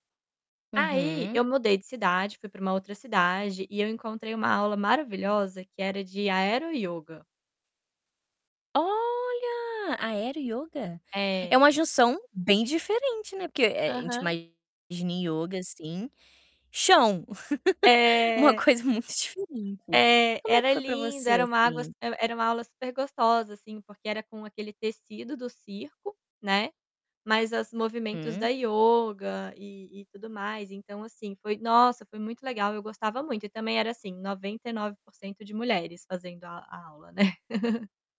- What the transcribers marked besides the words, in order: static; surprised: "Olha!"; laugh; chuckle
- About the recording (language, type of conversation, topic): Portuguese, advice, Como posso lidar com a vergonha e a insegurança ao ir à academia?